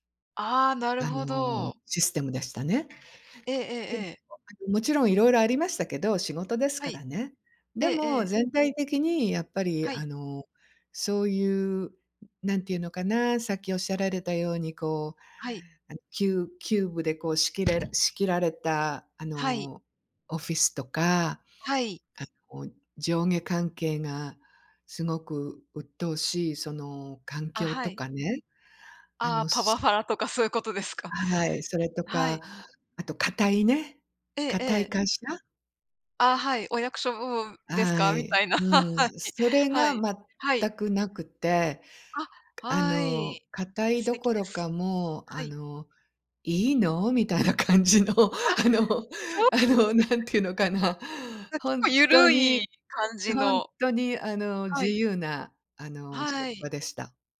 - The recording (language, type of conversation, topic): Japanese, unstructured, 理想の職場環境はどんな場所ですか？
- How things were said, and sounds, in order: door; laughing while speaking: "みたいな。はい"; other noise; laughing while speaking: "みたいな感じの、あの あのなんて言うのかな"